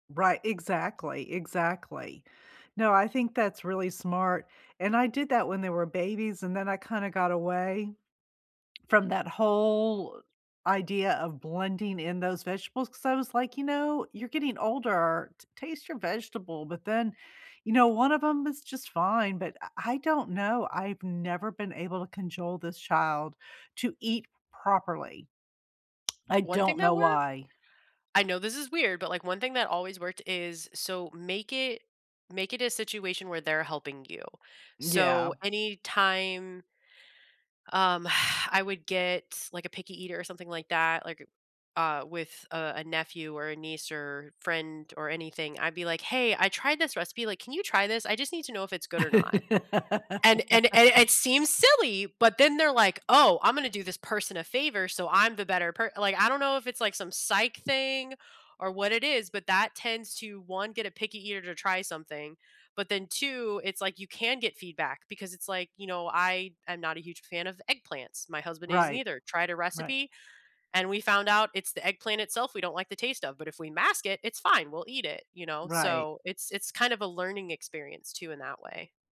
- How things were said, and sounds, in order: swallow; "cajole" said as "conjole"; tapping; exhale; other background noise; laugh
- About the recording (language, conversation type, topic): English, unstructured, Why is food sometimes used to exclude people socially?